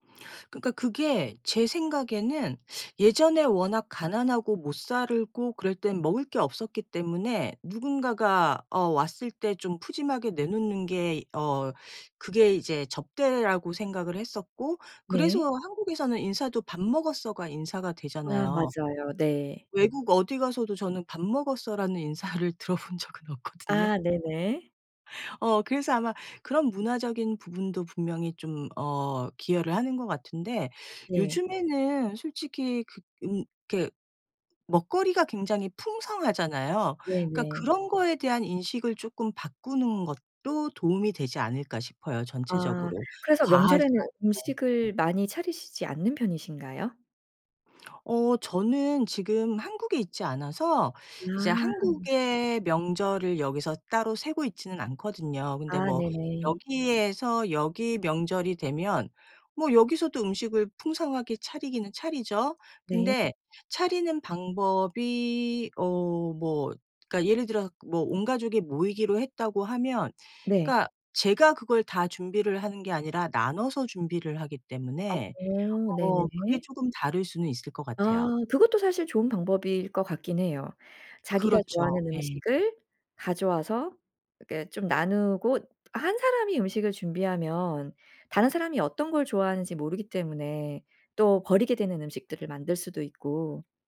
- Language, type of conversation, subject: Korean, podcast, 음식물 쓰레기를 줄이는 현실적인 방법이 있을까요?
- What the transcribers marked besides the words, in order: other background noise; laughing while speaking: "인사를 들어본 적은 없거든요"; tapping